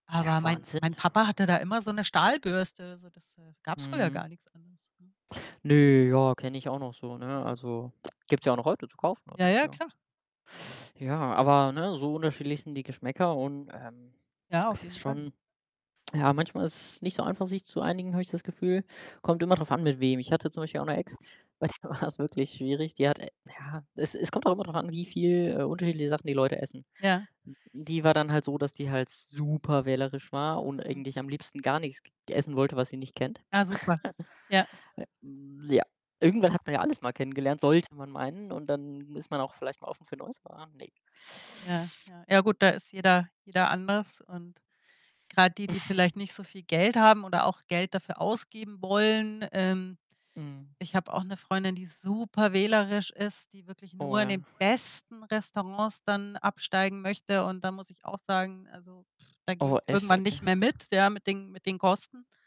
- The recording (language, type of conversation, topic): German, unstructured, Wie einigt ihr euch, wenn ihr gemeinsam essen geht und unterschiedliche Vorlieben habt?
- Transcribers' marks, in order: tapping; lip trill; other background noise; laughing while speaking: "der war's"; stressed: "super"; chuckle; static; sigh; background speech; stressed: "besten"; lip trill